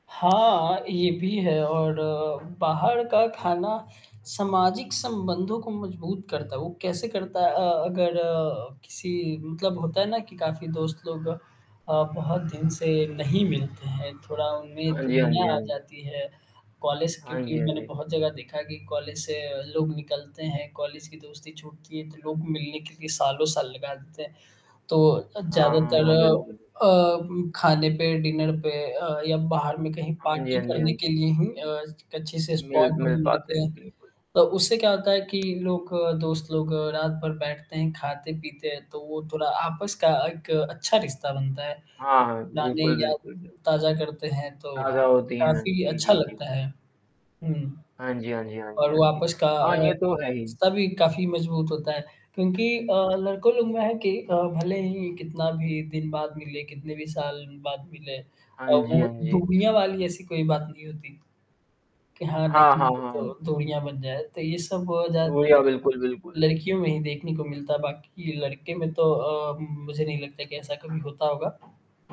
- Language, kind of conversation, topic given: Hindi, unstructured, आपको दोस्तों के साथ बाहर खाना पसंद है या घर पर पार्टी करना?
- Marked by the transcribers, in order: static; other background noise; in English: "डिनर"; in English: "पार्टी"; distorted speech; in English: "स्पॉट"; tapping